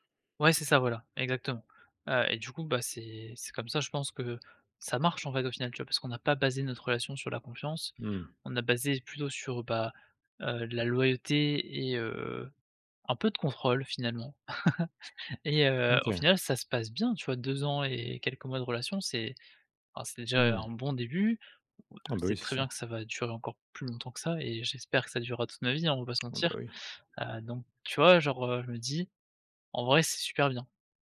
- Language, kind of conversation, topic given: French, podcast, Quels gestes simples renforcent la confiance au quotidien ?
- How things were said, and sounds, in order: other background noise; laugh; tapping